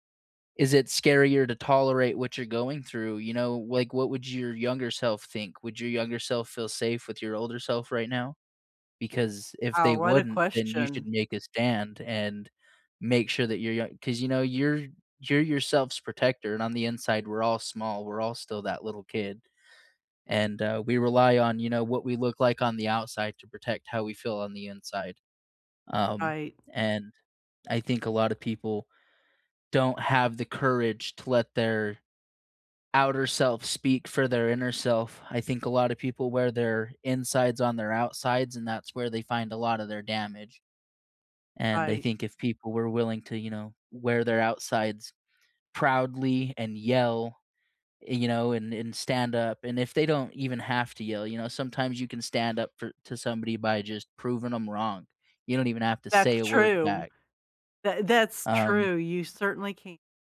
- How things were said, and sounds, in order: other background noise
- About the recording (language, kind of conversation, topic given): English, unstructured, What is the best way to stand up for yourself?